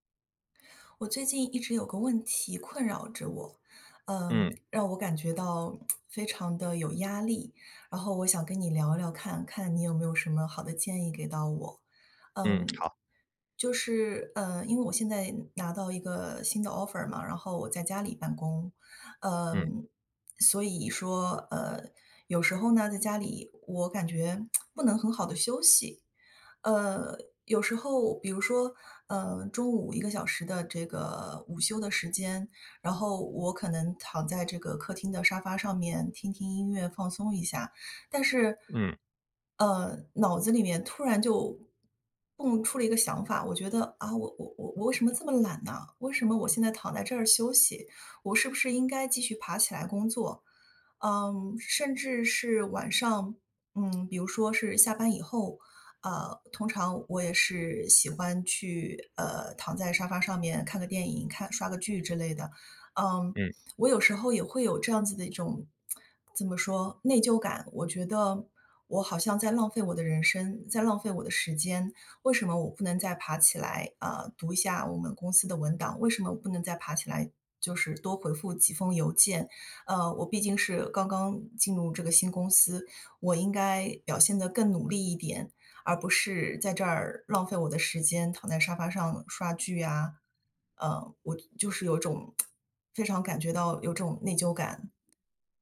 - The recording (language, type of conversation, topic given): Chinese, advice, 放松时总感到内疚怎么办？
- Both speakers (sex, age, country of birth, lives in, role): female, 40-44, China, Canada, user; male, 35-39, China, United States, advisor
- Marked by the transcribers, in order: tsk; in English: "Offer"; tsk; tsk; tsk